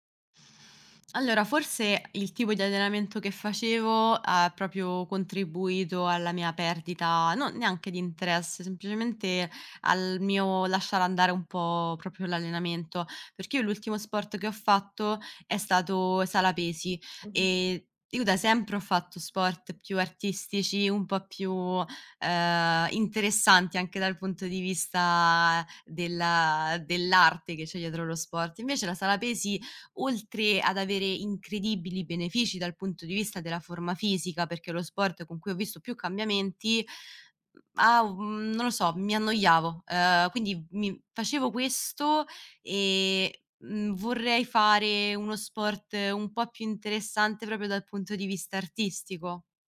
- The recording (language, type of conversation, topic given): Italian, advice, Come posso mantenere la costanza nell’allenamento settimanale nonostante le difficoltà?
- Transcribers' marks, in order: other background noise; "proprio" said as "propio"; "proprio" said as "propio"; other noise; "proprio" said as "propio"